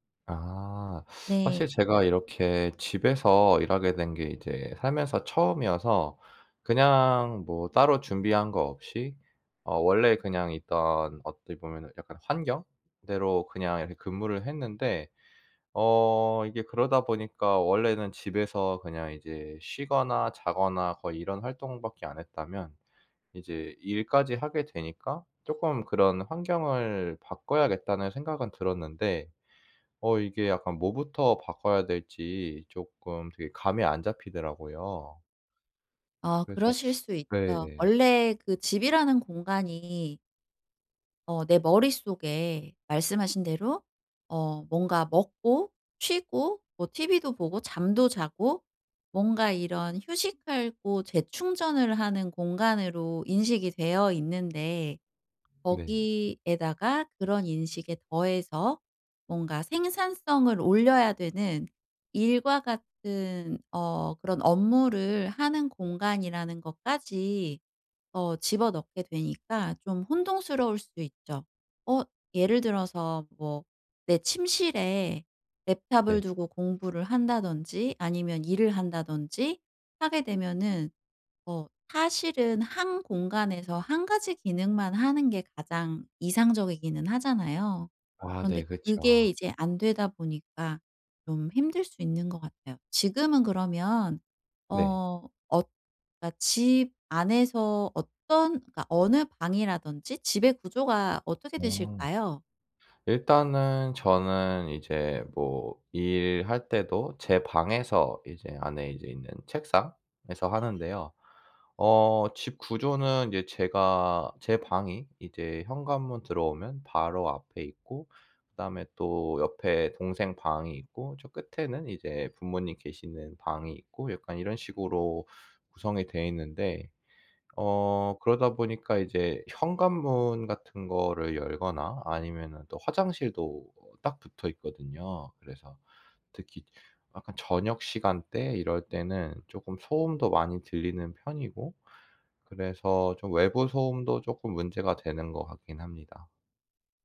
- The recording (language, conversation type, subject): Korean, advice, 주의 산만함을 어떻게 관리하면 집중을 더 잘할 수 있을까요?
- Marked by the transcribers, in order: other background noise; teeth sucking; "휴식하고" said as "휴식할고"; tapping